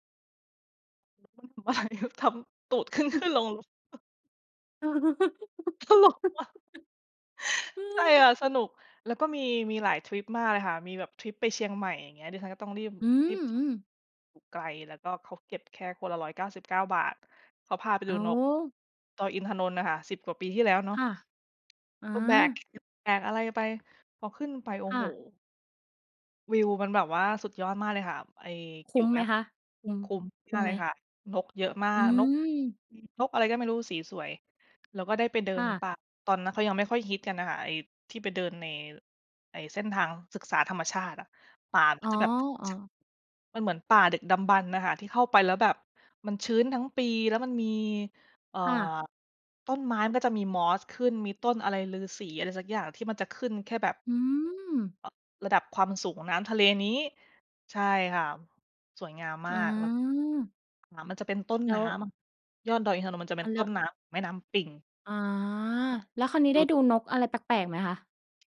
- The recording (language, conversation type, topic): Thai, podcast, เล่าเหตุผลที่ทำให้คุณรักธรรมชาติได้ไหม?
- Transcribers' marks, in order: other noise; laughing while speaking: "บ่ายเดี๋ยวทำ"; chuckle; laughing while speaking: "ตลกอะ"; tapping; other background noise